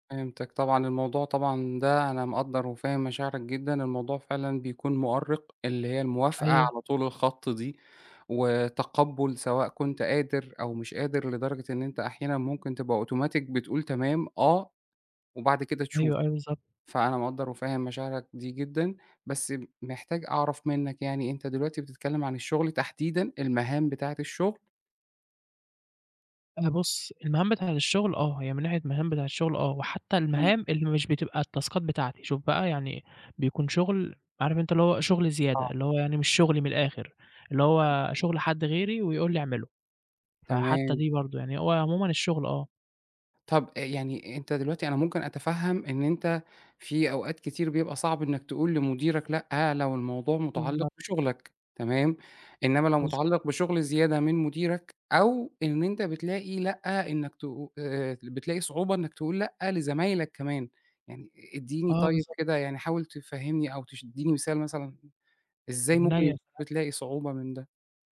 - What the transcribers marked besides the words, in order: in English: "أوتوماتيك"; in English: "التاسكات"
- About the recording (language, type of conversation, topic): Arabic, advice, إزاي أقدر أقول لا لزمايلي من غير ما أحس بالذنب؟